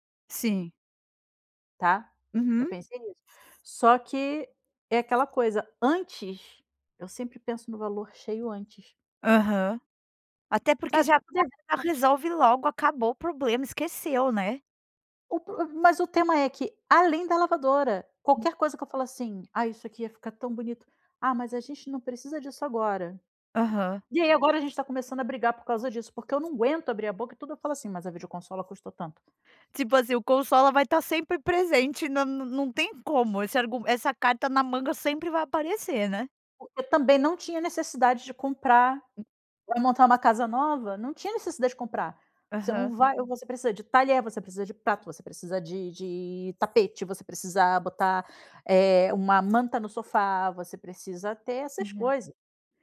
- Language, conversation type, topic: Portuguese, advice, Como foi a conversa com seu parceiro sobre prioridades de gastos diferentes?
- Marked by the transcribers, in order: other background noise; unintelligible speech; tapping